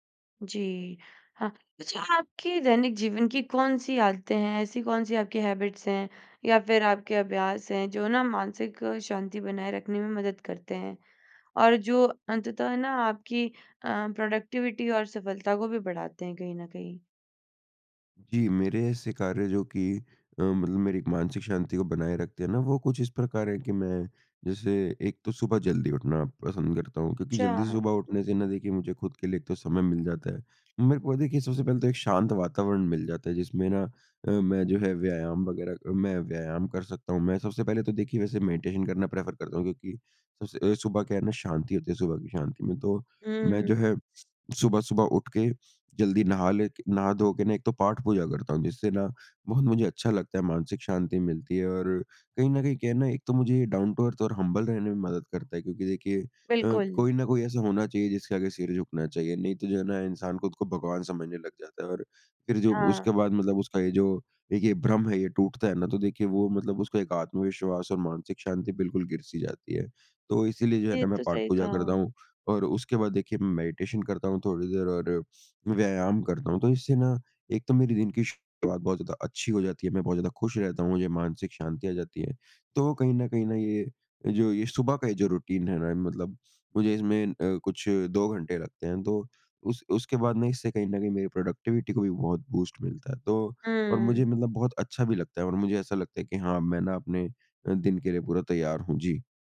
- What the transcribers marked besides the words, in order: in English: "हैबिट्स"; in English: "प्रोडक्टिविटी"; in English: "मेडिटेशन"; in English: "प्रेफ़र"; in English: "डाउन टू अर्थ"; in English: "हम्बल"; in English: "मेडिटेशन"; in English: "रूटीन"; in English: "प्रोडक्टिविटी"; in English: "बूस्ट"
- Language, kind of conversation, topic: Hindi, podcast, क्या मानसिक शांति सफलता का एक अहम हिस्सा है?